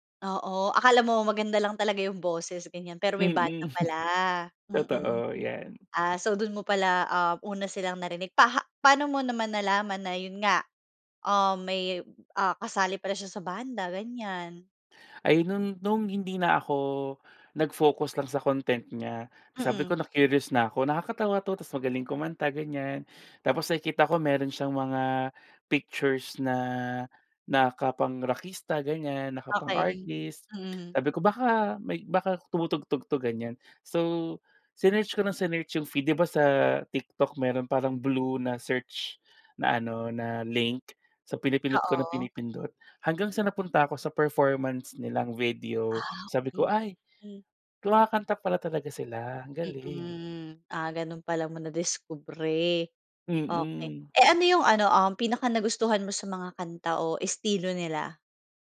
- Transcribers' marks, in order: chuckle
- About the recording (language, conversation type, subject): Filipino, podcast, Ano ang paborito mong lokal na mang-aawit o banda sa ngayon, at bakit mo sila gusto?